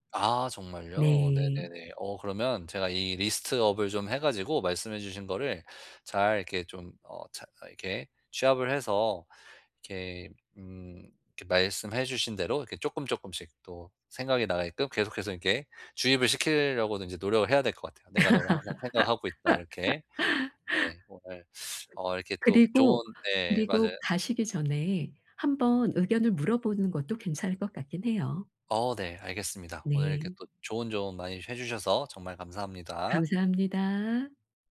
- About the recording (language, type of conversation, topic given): Korean, advice, 예산 안에서 품질 좋은 상품을 찾으려면 어디서부터 어떻게 시작하면 좋을까요?
- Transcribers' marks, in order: other background noise; laugh; tapping